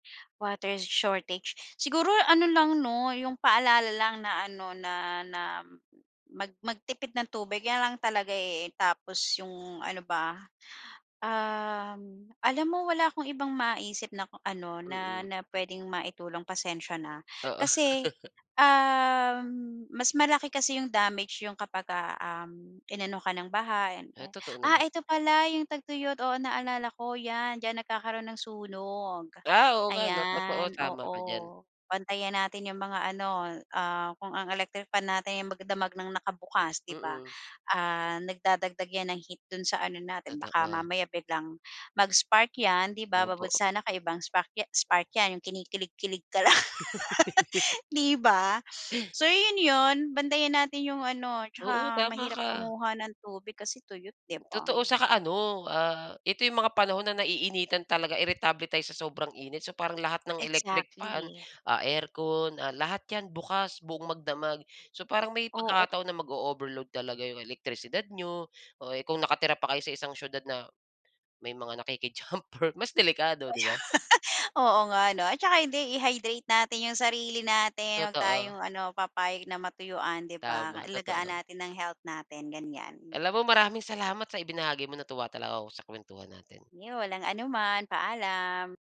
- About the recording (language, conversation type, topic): Filipino, podcast, Ano ang maaaring gawin ng komunidad upang maghanda sa taunang baha o tagtuyot?
- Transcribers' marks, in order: other background noise; other animal sound; laugh; giggle; laughing while speaking: "ka lang"; laugh; sniff; tapping; scoff; laugh